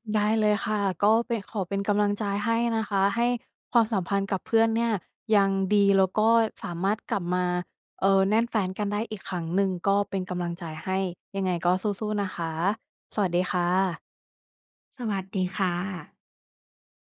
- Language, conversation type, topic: Thai, advice, เพื่อนสนิทของคุณเปลี่ยนไปอย่างไร และความสัมพันธ์ของคุณกับเขาหรือเธอเปลี่ยนไปอย่างไรบ้าง?
- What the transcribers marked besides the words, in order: tapping